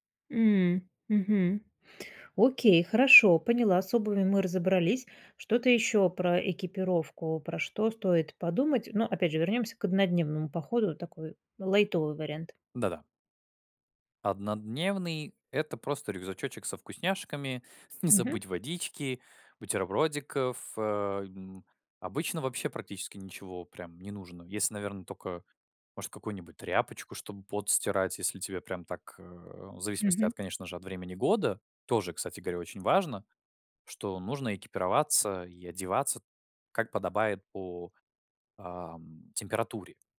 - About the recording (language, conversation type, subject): Russian, podcast, Как подготовиться к однодневному походу, чтобы всё прошло гладко?
- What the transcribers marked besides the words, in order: none